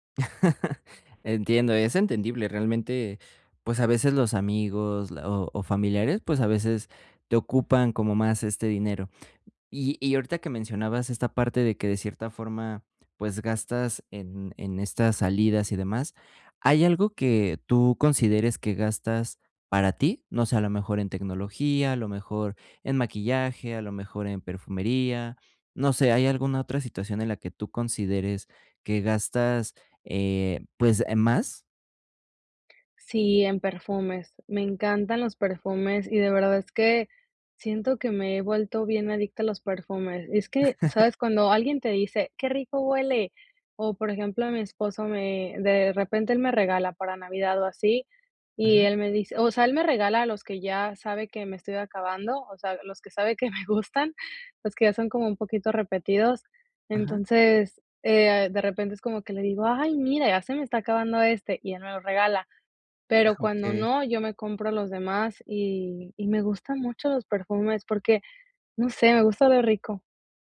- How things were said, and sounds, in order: laugh; laugh; laughing while speaking: "que me gustan"
- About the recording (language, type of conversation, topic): Spanish, advice, ¿Cómo puedo equilibrar mis gastos y mi ahorro cada mes?